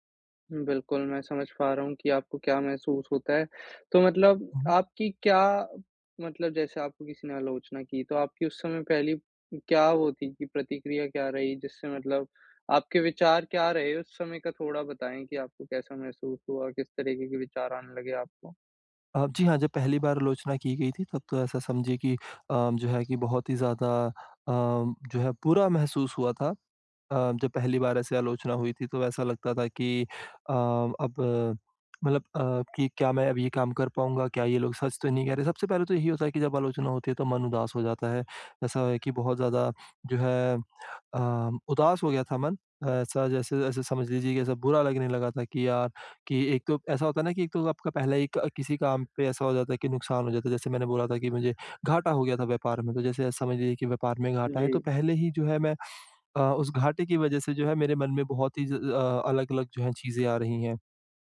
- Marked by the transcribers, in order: none
- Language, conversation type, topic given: Hindi, advice, आलोचना से सीखने और अपनी कमियों में सुधार करने का तरीका क्या है?